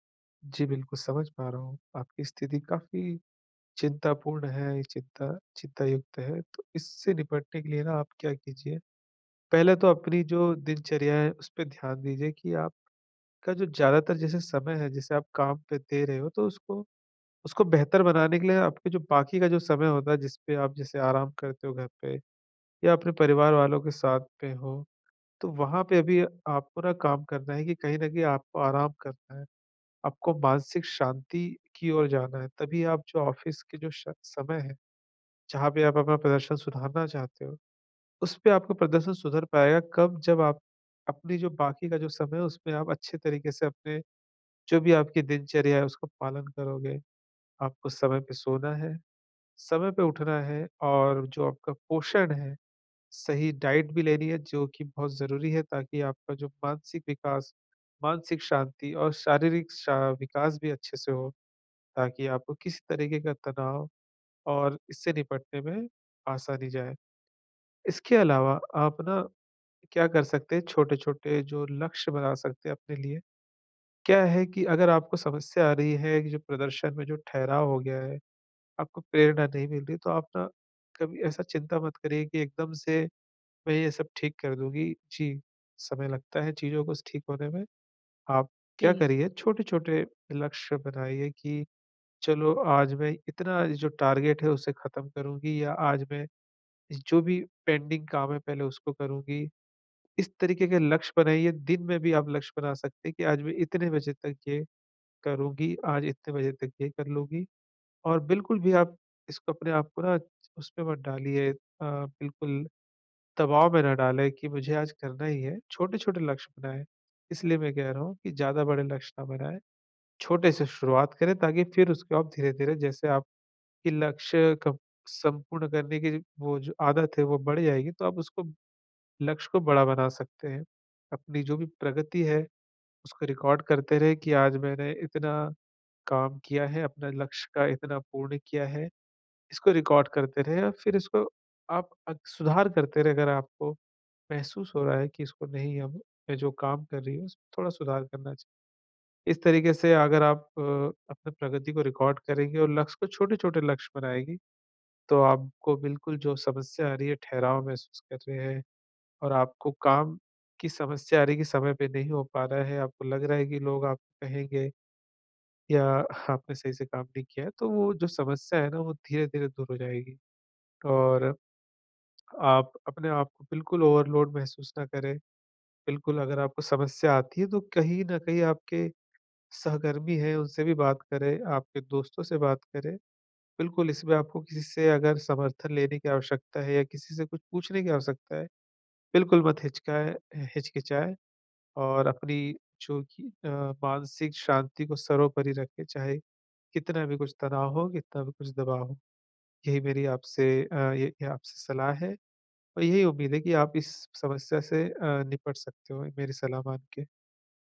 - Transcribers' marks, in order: in English: "ऑफ़िस"; in English: "डाइट"; in English: "टारगेट"; in English: "पेंडिंग"; in English: "रिकॉर्ड"; in English: "रिकॉर्ड"; in English: "रिकॉर्ड"; in English: "ओवरलोड"
- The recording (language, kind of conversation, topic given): Hindi, advice, प्रदर्शन में ठहराव के बाद फिर से प्रेरणा कैसे पाएं?